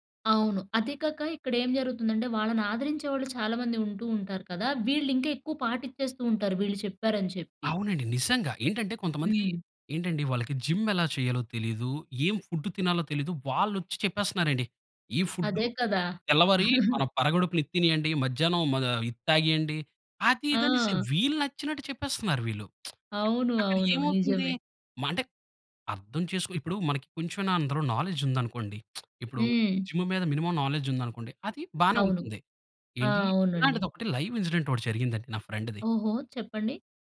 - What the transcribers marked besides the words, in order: in English: "జిమ్"; in English: "ఫుడ్"; in English: "ఫుడ్"; chuckle; lip smack; in English: "నాలెడ్జ్"; lip smack; in English: "జిమ్"; in English: "మినిమమ్ నాలెడ్జ్"; in English: "లైవ్ ఇన్సిడెంట్"; in English: "ఫ్రెండ్‌ది"
- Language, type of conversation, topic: Telugu, podcast, ముఖ్యమైన సంభాషణల విషయంలో ప్రభావకర్తలు బాధ్యత వహించాలి అని మీరు భావిస్తారా?